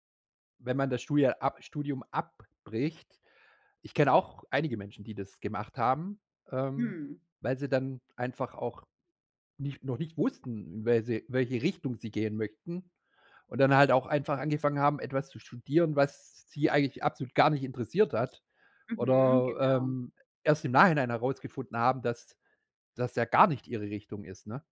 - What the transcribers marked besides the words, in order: none
- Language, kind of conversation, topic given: German, podcast, Wie findest du eine Arbeit, die dich erfüllt?